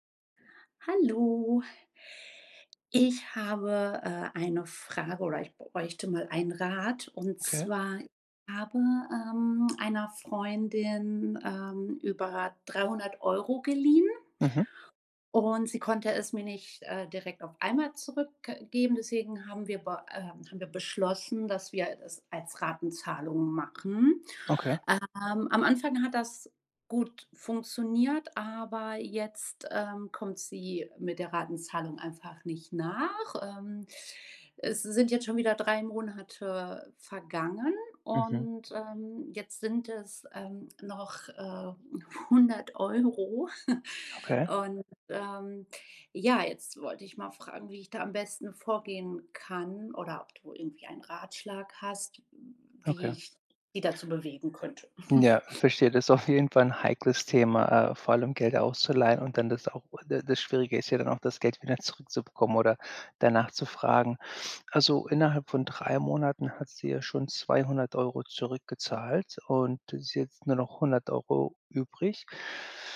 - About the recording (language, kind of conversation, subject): German, advice, Was kann ich tun, wenn ein Freund oder eine Freundin sich Geld leiht und es nicht zurückzahlt?
- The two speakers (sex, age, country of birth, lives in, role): female, 35-39, Germany, Germany, user; male, 40-44, Germany, United States, advisor
- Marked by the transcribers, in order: chuckle; chuckle; laughing while speaking: "auf"